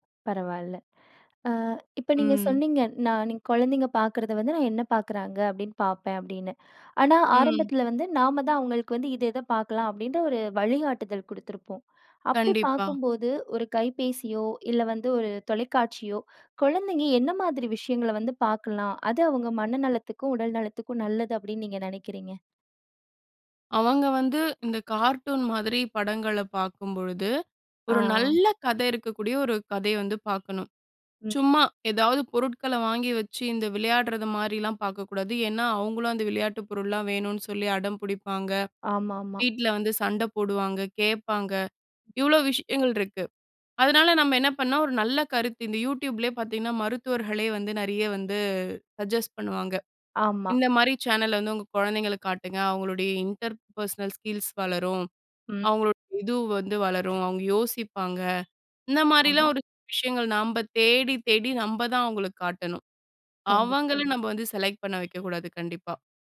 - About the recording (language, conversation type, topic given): Tamil, podcast, குழந்தைகளின் திரை நேரத்தை நீங்கள் எப்படி கையாள்கிறீர்கள்?
- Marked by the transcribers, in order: "பண்ணலாம்" said as "பண்ணாம்"; horn; in English: "சஜெஸ்ட்"; in English: "இன்டர் பர்ஸ்னல் ஸ்கில்ஸ்"